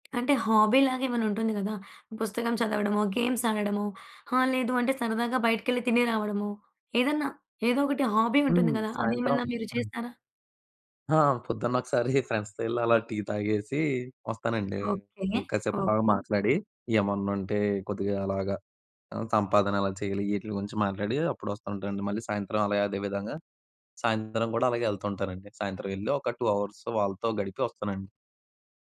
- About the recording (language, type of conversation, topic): Telugu, podcast, ఇంట్లో ఎంత రద్దీ ఉన్నా మనసు పెట్టి శ్రద్ధగా వినడం ఎలా సాధ్యమవుతుంది?
- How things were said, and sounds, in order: tapping; in English: "హాబీ"; in English: "గేమ్స్"; in English: "హాబీ"; giggle; in English: "ఫ్రెండ్స్‌తో"; in English: "టూ హవర్స్"